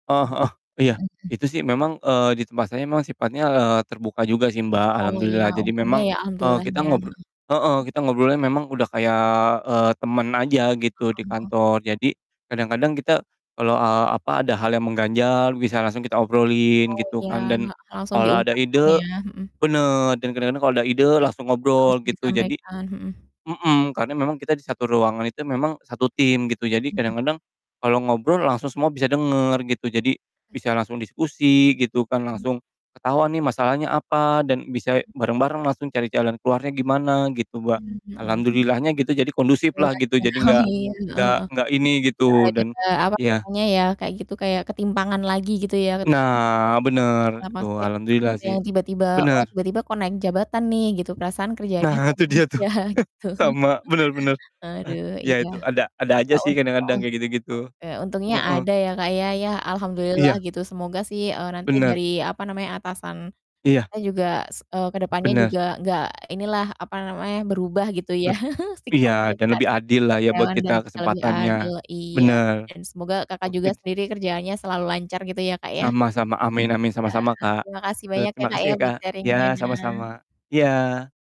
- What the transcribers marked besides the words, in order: distorted speech; other background noise; unintelligible speech; laughing while speaking: "tuh dia tuh, sama, bener, bener"; chuckle; laughing while speaking: "aja, gitu"; chuckle; chuckle; in English: "sharing-nya"
- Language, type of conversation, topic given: Indonesian, unstructured, Apa pendapatmu tentang perlakuan tidak adil antarkaryawan?